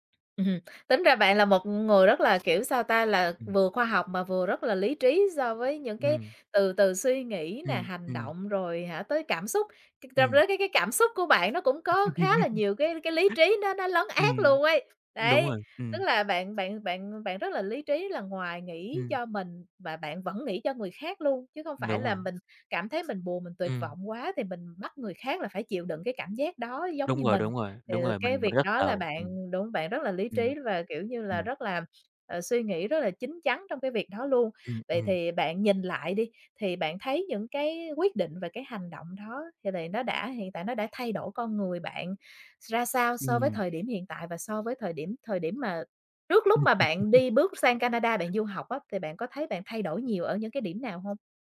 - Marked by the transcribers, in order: laughing while speaking: "Ừm"; tapping; other background noise; laugh; laughing while speaking: "lấn át"; laugh
- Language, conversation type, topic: Vietnamese, podcast, Bạn có thể kể về lần bạn đã dũng cảm nhất không?